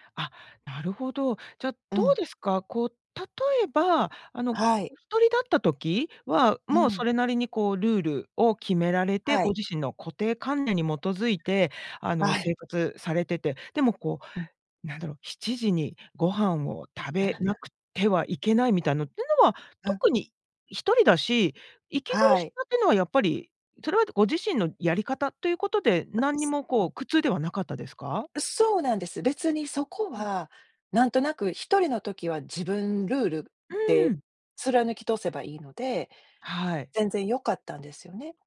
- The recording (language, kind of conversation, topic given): Japanese, podcast, 自分の固定観念に気づくにはどうすればいい？
- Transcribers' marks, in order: chuckle; unintelligible speech; tapping